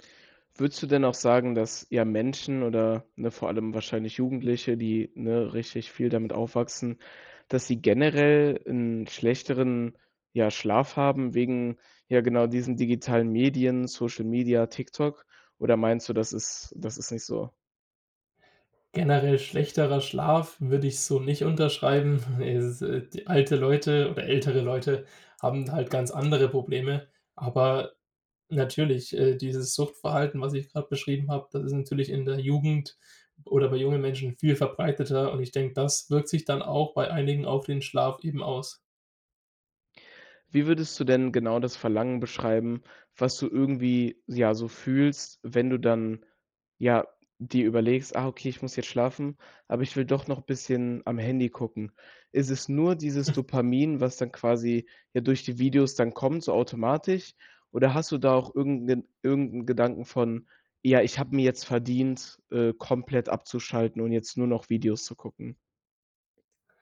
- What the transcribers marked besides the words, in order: chuckle
- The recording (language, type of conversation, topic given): German, podcast, Beeinflusst dein Smartphone deinen Schlafrhythmus?